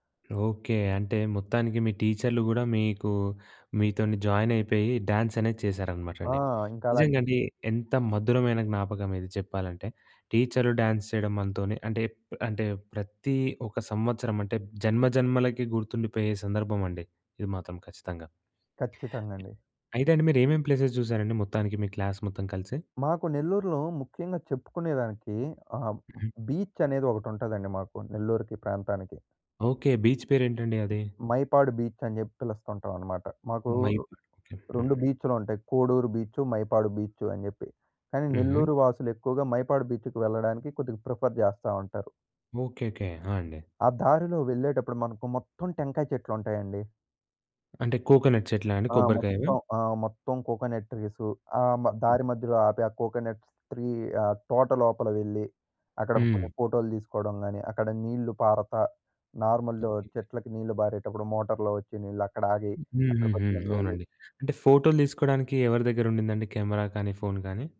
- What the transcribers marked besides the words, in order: in English: "జాయిన్"; in English: "డ్యాన్స్"; in English: "డ్యాన్స్"; tapping; in English: "ప్లేసెస్"; in English: "క్లాస్"; in English: "బీచ్"; in English: "బీచ్"; in English: "ప్రిఫర్"; in English: "కోకోనట్"; in English: "కోకోనట్"; other background noise; in English: "కోకోనట్ ట్రీ"; in English: "నార్మల్‍లో"; in English: "మోటర్‌లో"; in English: "ఎంజాయ్"; in English: "కెమెరా"
- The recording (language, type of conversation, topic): Telugu, podcast, నీ ఊరికి వెళ్లినప్పుడు గుర్తుండిపోయిన ఒక ప్రయాణం గురించి చెప్పగలవా?
- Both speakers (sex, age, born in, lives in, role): male, 20-24, India, India, guest; male, 20-24, India, India, host